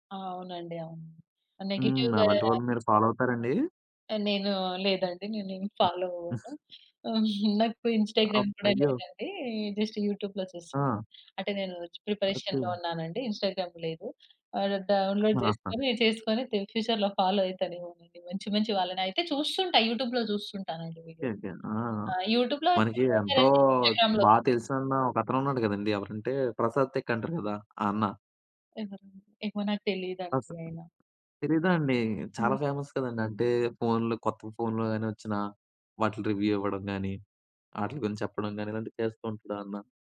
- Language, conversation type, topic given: Telugu, podcast, మీరు సోషల్‌మీడియా ఇన్‌ఫ్లూఎన్సర్‌లను ఎందుకు అనుసరిస్తారు?
- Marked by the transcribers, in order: in English: "నెగెటివ్‌గా"; in English: "ఫాలో"; in English: "ఫాలో"; other noise; giggle; in English: "ఇన్‌స్టాగ్రామ్"; in English: "జస్ట్ యూట్యూబ్‌లో"; in English: "ప్రిపరేషన్‌లో"; in English: "ఇన్‌స్టాగ్రామ్"; in English: "డౌన్లోడ్"; other background noise; in English: "ఫ్యూచర్‌లో ఫాలో"; in English: "యూట్యూబ్‌లో"; in English: "యూట్యూబ్‌లో"; in English: "ఇన్‌స్టాగ్రామ్‌లో"; in English: "టెక్"; in English: "ఫేమస్"; in English: "రివ్యూ"